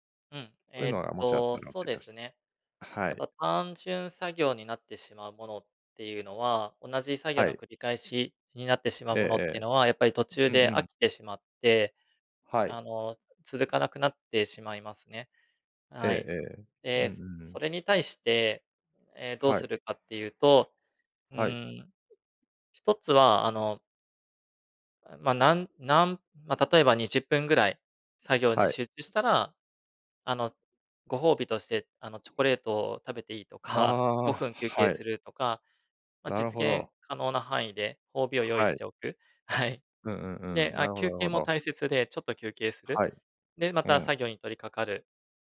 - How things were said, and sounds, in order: tapping; other noise; laughing while speaking: "はい"
- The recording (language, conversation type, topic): Japanese, podcast, 一人で作業するときに集中するコツは何ですか？